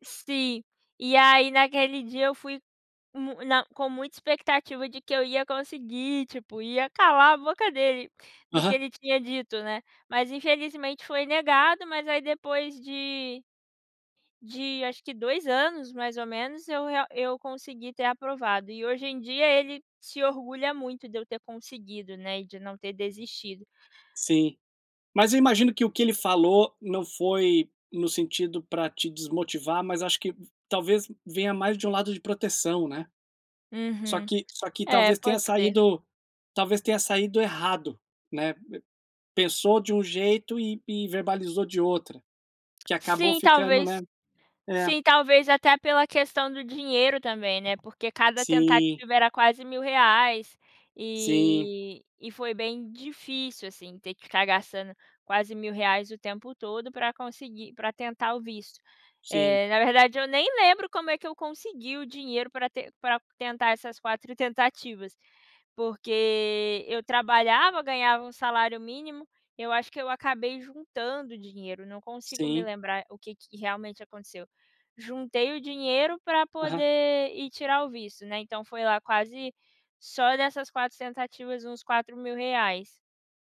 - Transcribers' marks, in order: none
- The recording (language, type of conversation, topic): Portuguese, podcast, Qual foi um momento que realmente mudou a sua vida?